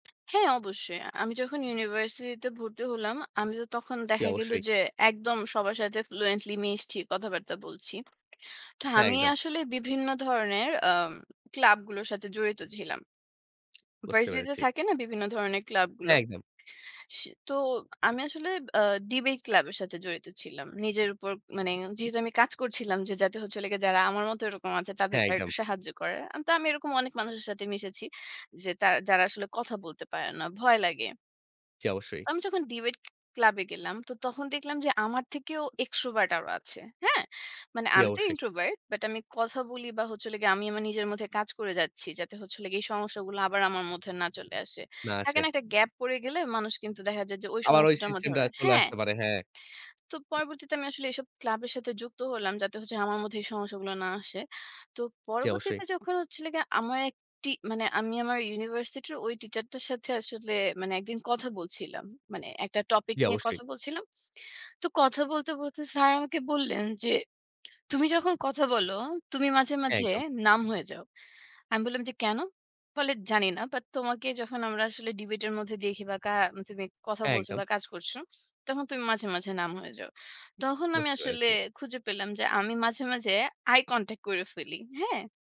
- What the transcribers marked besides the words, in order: in English: "ফ্লুয়েন্টলি"; other background noise; in English: "আই কনট্যাক্ট"
- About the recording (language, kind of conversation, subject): Bengali, podcast, তোমার কি কখনও পথে হঠাৎ কারও সঙ্গে দেখা হয়ে তোমার জীবন বদলে গেছে?